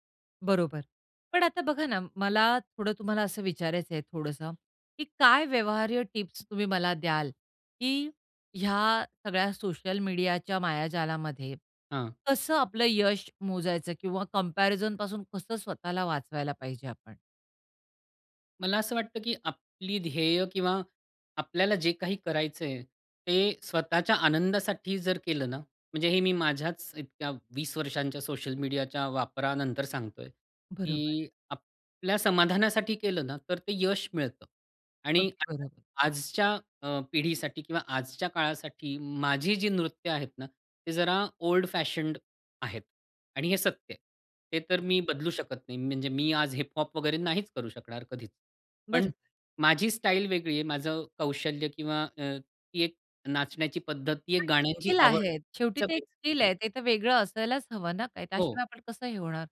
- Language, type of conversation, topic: Marathi, podcast, सोशल मीडियामुळे यशाबद्दल तुमची कल्पना बदलली का?
- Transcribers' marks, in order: in English: "कम्पॅरिझनपासून"; unintelligible speech; in English: "ओल्ड फॅशंड"; other background noise